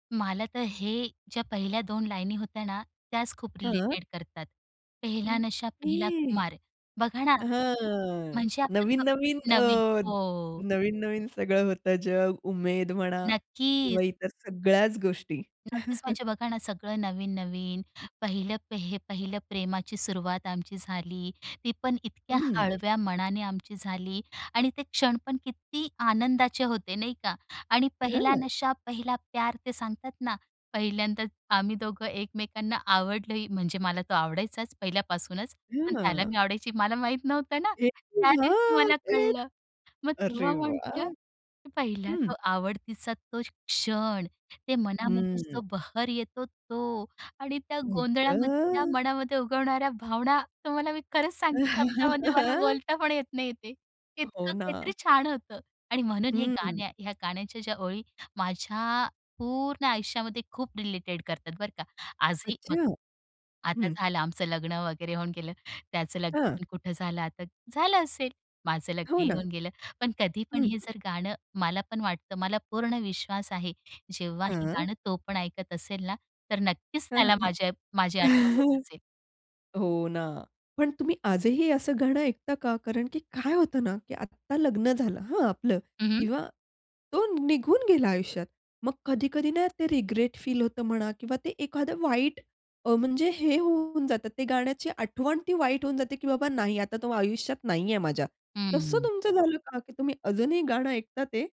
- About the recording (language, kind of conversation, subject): Marathi, podcast, कोणतं गाणं ऐकलं की तुला तुझ्या पहिल्या प्रेमाची आठवण येते?
- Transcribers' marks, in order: in Hindi: "पेहला नशा पेहला खुमार"; chuckle; other background noise; in Hindi: "पेहला नशा पेहला प्यार"; joyful: "माहीत नव्हतं ना. त्या दिवशी मला कळलं. मग तेव्हा म्हटलं पहिला तो"; unintelligible speech; joyful: "त्या गोंधळामध्ये त्या मनामध्ये उगवणाऱ्या … येत नाही ते"; drawn out: "गं!"; chuckle; chuckle; tapping; in English: "रिग्रेट फील"